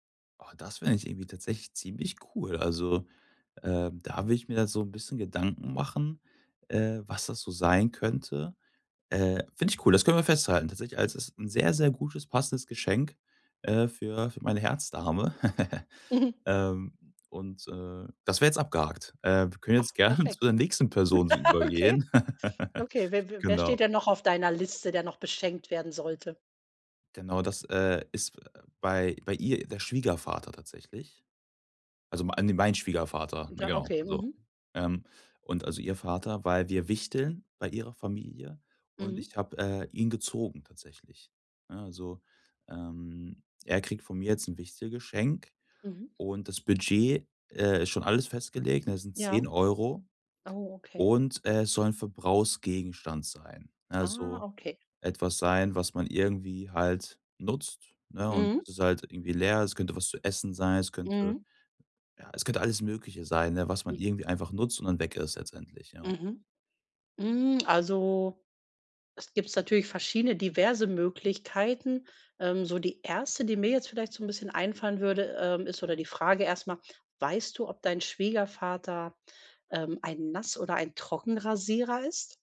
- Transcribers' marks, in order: chuckle; other background noise; laugh; laughing while speaking: "Okay"; laughing while speaking: "gerne"; chuckle; other noise
- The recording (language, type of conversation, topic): German, advice, Wie finde ich passende Geschenke für verschiedene Menschen?